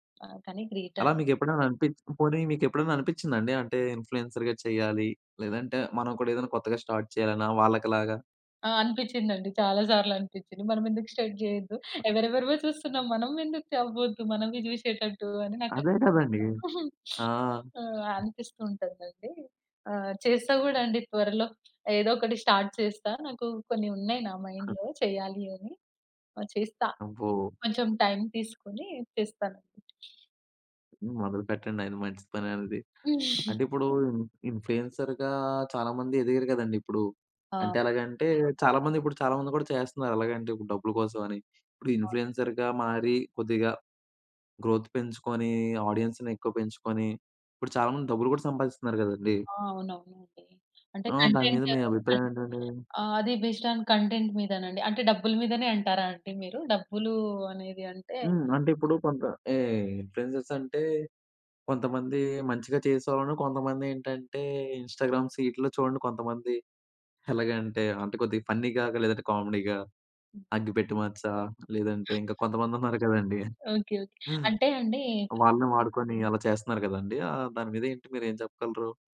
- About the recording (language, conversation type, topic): Telugu, podcast, మీరు సోషల్‌మీడియా ఇన్‌ఫ్లూఎన్సర్‌లను ఎందుకు అనుసరిస్తారు?
- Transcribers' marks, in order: in English: "గ్రేట్"; in English: "ఇన్‌ఫ్లుయెన్సర్‌గా"; in English: "స్టార్ట్"; other background noise; in English: "స్టార్ట్"; other noise; sniff; in English: "స్టార్ట్"; in English: "మైండ్‌లో"; in English: "ఇన్‌ఫ్లుయెన్సర్‌గా"; in English: "ఇన్‌ఫ్లుయెన్సర్‌గా"; in English: "గ్రోత్"; in English: "ఆడియన్స్‌ని"; in English: "కంటెంట్"; in English: "బేస్డ్ ఆన్ కంటెంట్"; in English: "ఇన్‌ఫ్లుయెన్సర్స్"; in English: "ఇన్‌స్టాగ్రామ్ సీట్లో"; tapping